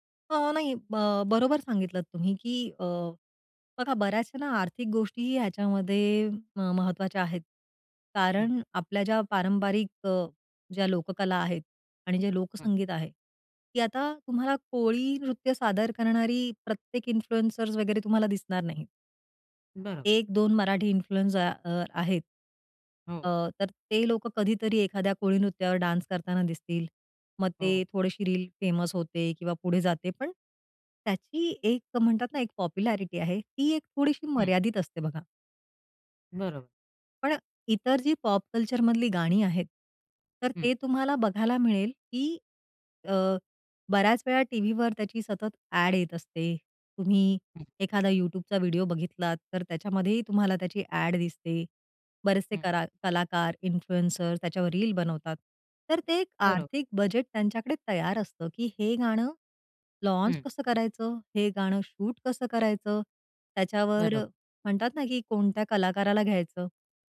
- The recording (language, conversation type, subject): Marathi, podcast, लोकसंगीत आणि पॉपमधला संघर्ष तुम्हाला कसा जाणवतो?
- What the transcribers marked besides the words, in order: in English: "इन्फ्लुएंसर्स"; in English: "इन्फ्लुएन्सर"; in English: "डान्स"; in English: "रील फेमस"; in English: "पॉप्युलॅरिटी"; in English: "कल्चरमधली"; in English: "इन्फ्लुएंसर"; in English: "लॉन्च"; in English: "शूट"